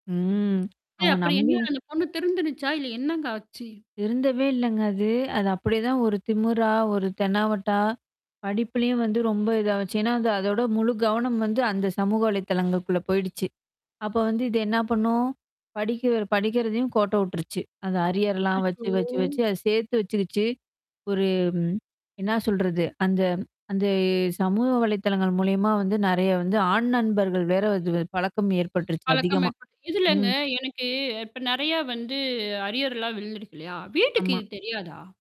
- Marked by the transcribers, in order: drawn out: "ம்"; tapping; static; "திருந்திடுச்சா" said as "திருந்துனுச்சா"; other noise; drawn out: "அச்சச்சோ!"; in English: "அரியர்லாம்"; other background noise; in English: "அரியர்ல்லாம்"; "விழுந்துருக்கு" said as "விழுந்துடுக்கு"
- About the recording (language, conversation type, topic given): Tamil, podcast, சமூக ஊடகத்தில் உங்கள் தனிப்பட்ட அனுபவங்களையும் உண்மை உணர்வுகளையும் பகிர்வீர்களா?